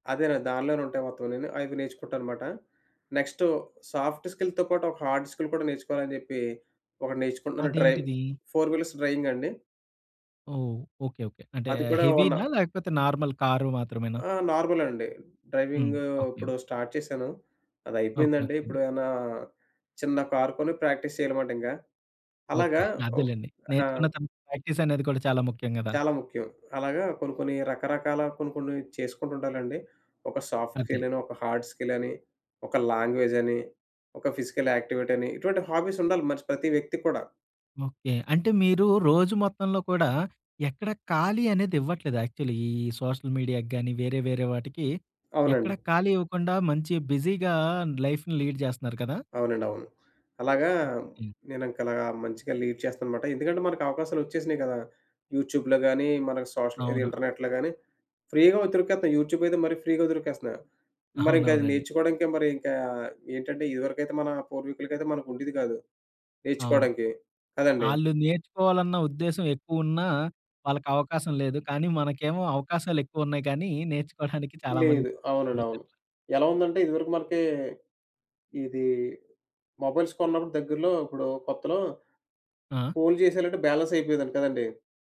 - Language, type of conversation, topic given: Telugu, podcast, స్వయంగా నేర్చుకోవడానికి మీ రోజువారీ అలవాటు ఏమిటి?
- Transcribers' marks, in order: other background noise; in English: "నెక్స్ట్ సాఫ్ట్ స్కిల్‌తో"; in English: "హార్డ్ స్కిల్"; in English: "ఫోర్ వీలర్స్ డ్రైవింగ్"; in English: "హెవీనా?"; in English: "నార్మల్"; in English: "నార్మల్"; in English: "డ్రైవింగ్"; in English: "స్టార్ట్"; in English: "ప్రాక్టీస్"; in English: "ప్రాక్టీస్"; tapping; in English: "సాఫ్ట్ స్కిల్"; in English: "హార్డ్ స్కిల్"; in English: "లాంగ్వేజ్"; in English: "ఫిజికల్ యాక్టివిటీ"; in English: "హాబీస్"; in English: "యాక్చువల్లీ"; in English: "సోషల్ మీడియాకి"; in English: "బిజీగా లైఫ్‌ని లీడ్"; in English: "లీడ్"; in English: "యూట్యూబ్‌లో"; in English: "సోషల్"; in English: "ఇంటర్నెట్‌లో"; in English: "ఫ్రీగా"; in English: "యూట్యూబ్"; in English: "ఫ్రీగా"; giggle; in English: "మొబైల్స్"; in English: "బ్యాలెన్స్"